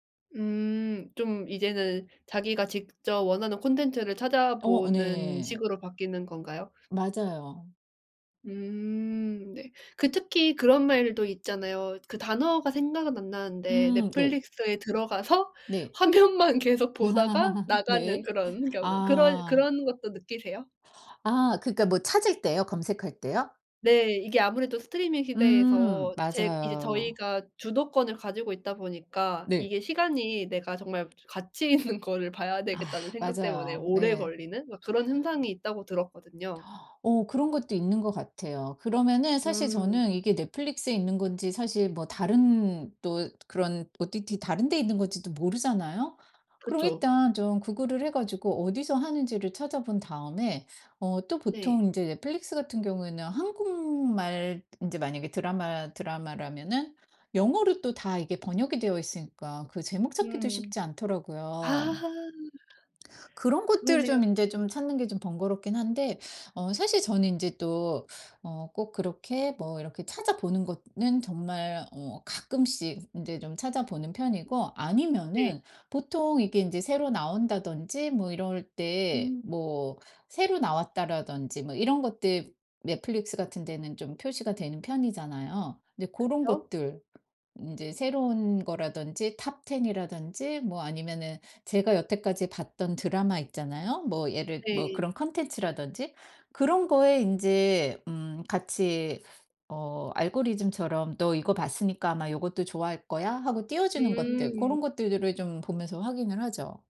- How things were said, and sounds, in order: laughing while speaking: "화면만"; laugh; other background noise; laughing while speaking: "있는 거를"
- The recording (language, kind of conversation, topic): Korean, podcast, 스트리밍 시대에 관람 습관은 어떻게 달라졌나요?